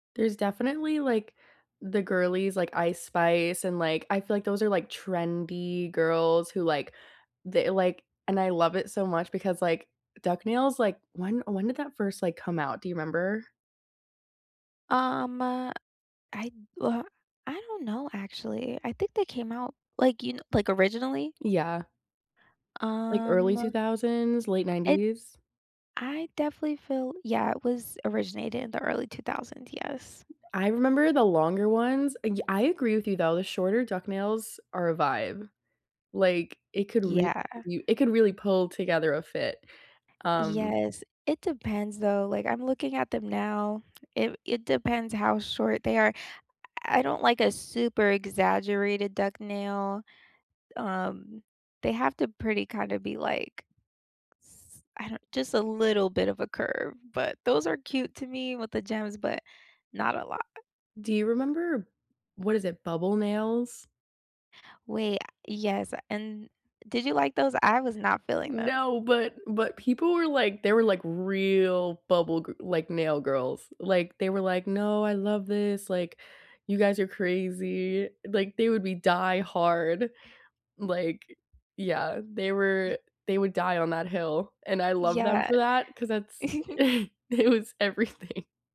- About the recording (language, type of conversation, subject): English, unstructured, Which pop culture trends do you secretly wish would make a comeback, and what memories make them special?
- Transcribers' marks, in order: other background noise; drawn out: "real"; giggle; chuckle; laughing while speaking: "it was everything"